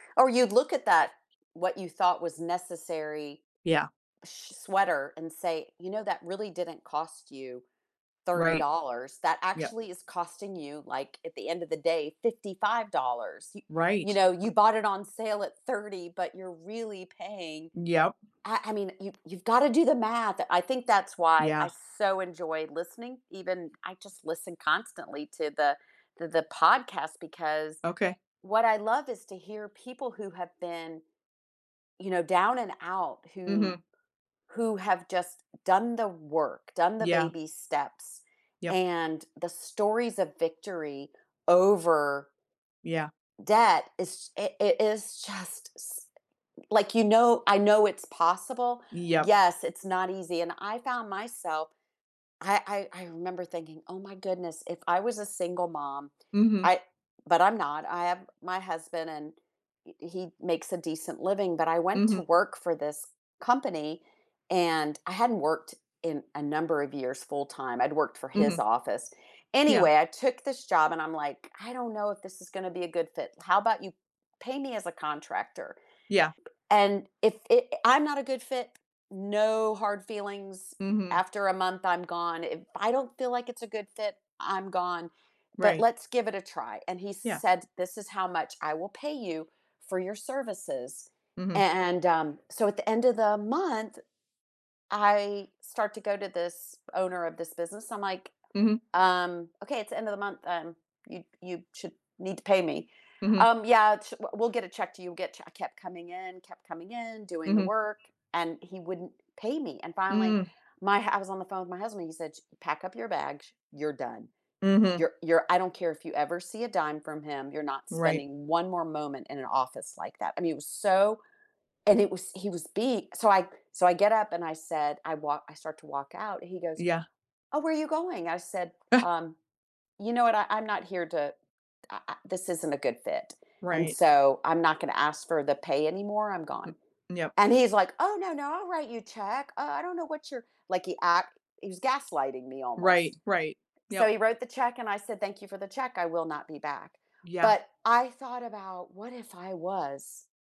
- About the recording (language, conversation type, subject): English, unstructured, Were you surprised by how much debt can grow?
- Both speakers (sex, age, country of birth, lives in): female, 45-49, United States, United States; female, 60-64, United States, United States
- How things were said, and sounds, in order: other background noise; tapping; "is" said as "ish"; alarm